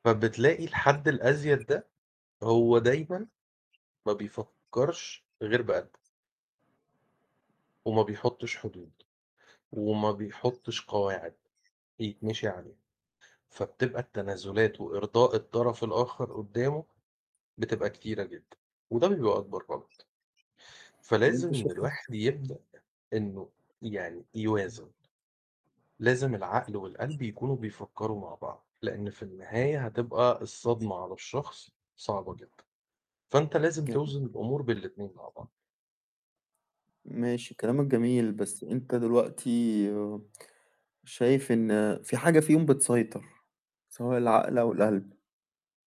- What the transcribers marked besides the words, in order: static; other noise; unintelligible speech
- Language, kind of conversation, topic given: Arabic, unstructured, إزاي بتتعامل مع الخلافات في العلاقة؟
- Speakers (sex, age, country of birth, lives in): male, 30-34, Egypt, Egypt; male, 40-44, Egypt, Portugal